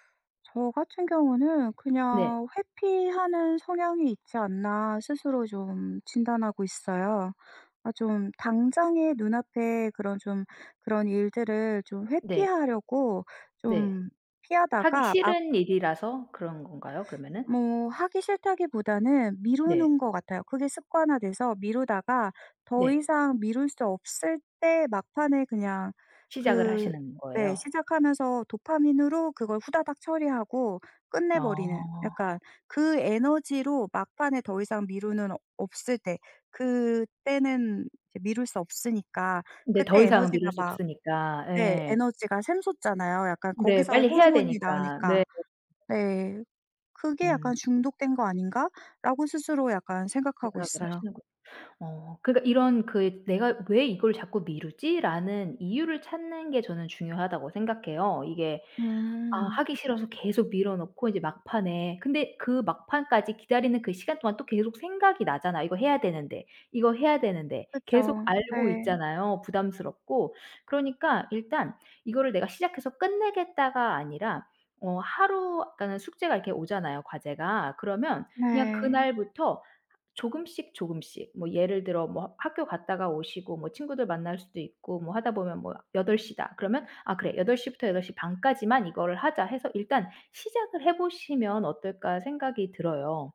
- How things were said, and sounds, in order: none
- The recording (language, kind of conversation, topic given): Korean, advice, 중요한 프로젝트를 미루다 보니 마감이 코앞인데, 지금 어떻게 진행하면 좋을까요?